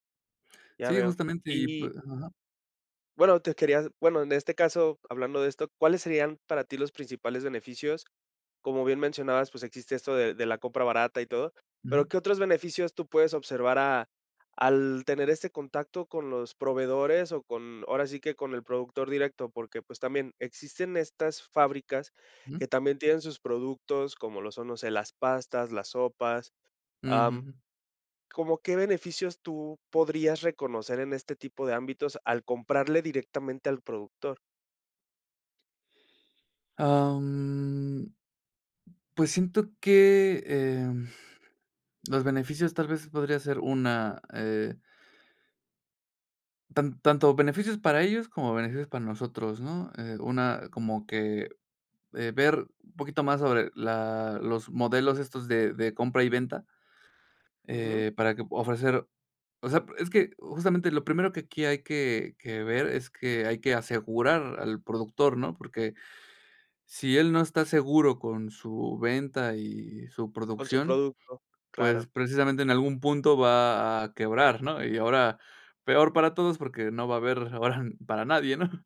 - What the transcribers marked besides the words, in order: tapping; other background noise; drawn out: "Am"; laughing while speaking: "ahora n para nadie, ¿no?"
- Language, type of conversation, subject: Spanish, podcast, ¿Qué opinas sobre comprar directo al productor?